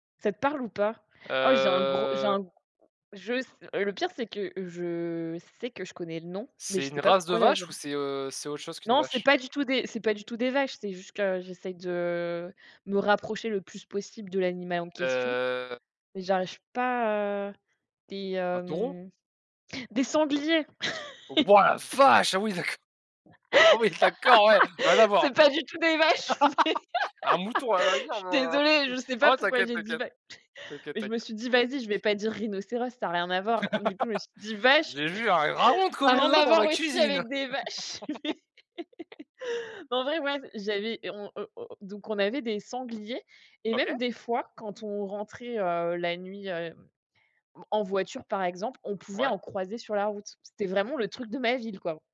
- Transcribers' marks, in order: drawn out: "Heu"; anticipating: "des sangliers !"; anticipating: "Waouh ! La vache, ah oui … rien à voir !"; laugh; laughing while speaking: "C'est pas du tout des vaches, mais !"; laugh; chuckle; laugh; put-on voice: "J'ai vu un dragon de Komodo dans ma cuisine !"; chuckle; laughing while speaking: "ça a rien à voir aussi avec des vaches !"; laugh
- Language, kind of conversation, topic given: French, unstructured, As-tu déjà vu un animal sauvage près de chez toi ?